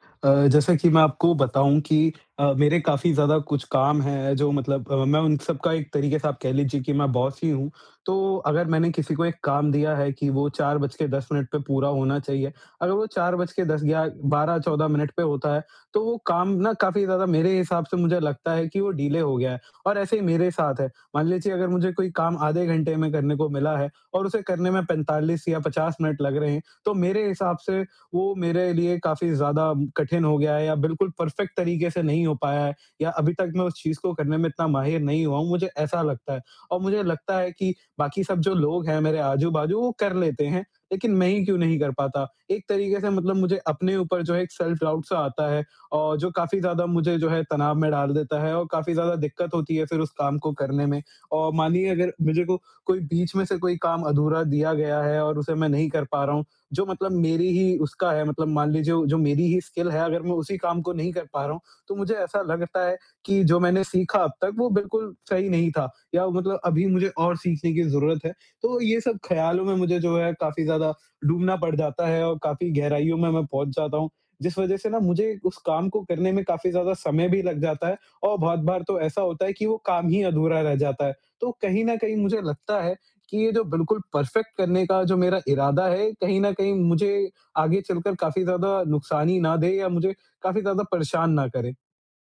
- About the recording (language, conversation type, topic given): Hindi, advice, छोटी-छोटी बातों में पूर्णता की चाह और लगातार घबराहट
- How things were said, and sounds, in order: in English: "बॉस"; in English: "डिले"; in English: "परफेक्ट"; in English: "सेल्फ डाउट"; other background noise; in English: "स्किल"; in English: "परफेक्ट"